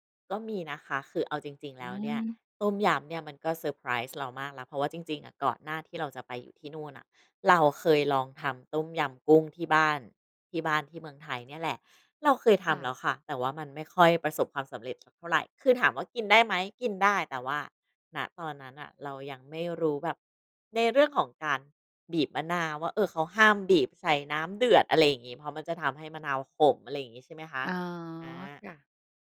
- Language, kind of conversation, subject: Thai, podcast, อาหารช่วยให้คุณปรับตัวได้อย่างไร?
- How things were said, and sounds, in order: none